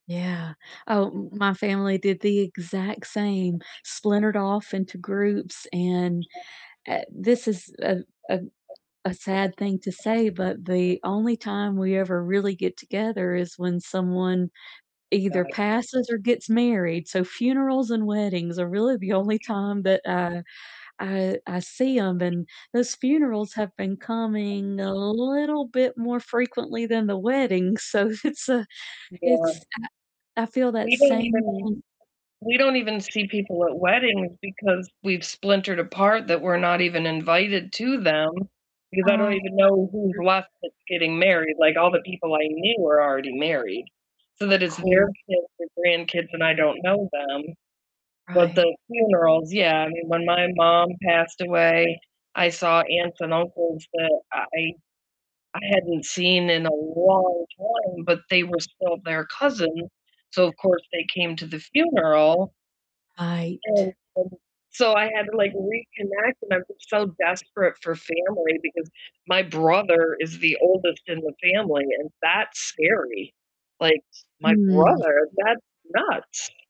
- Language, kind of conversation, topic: English, unstructured, What is a childhood memory that always makes you smile?
- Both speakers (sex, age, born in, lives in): female, 45-49, United States, United States; female, 55-59, United States, United States
- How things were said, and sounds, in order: other background noise; background speech; tapping; distorted speech; laughing while speaking: "it's a"; static; unintelligible speech